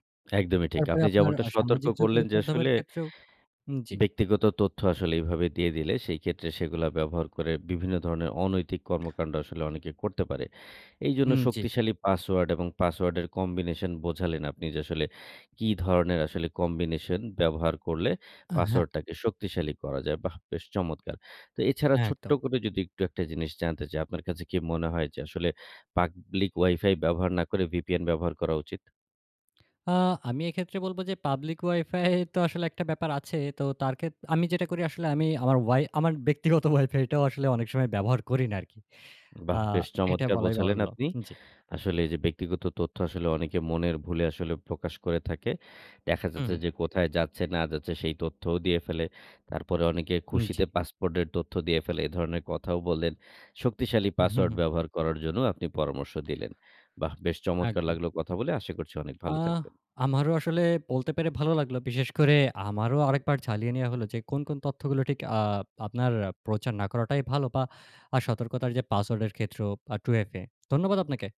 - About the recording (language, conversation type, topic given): Bengali, podcast, অনলাইনে আপনার ব্যক্তিগত তথ্য কীভাবে সুরক্ষিত রাখবেন?
- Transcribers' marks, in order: lip smack; unintelligible speech; tapping; laughing while speaking: "ব্যক্তিগত ওয়াইফাইটাও আসলে অনেক সময় ব্যবহার করি"; lip smack; other noise; lip smack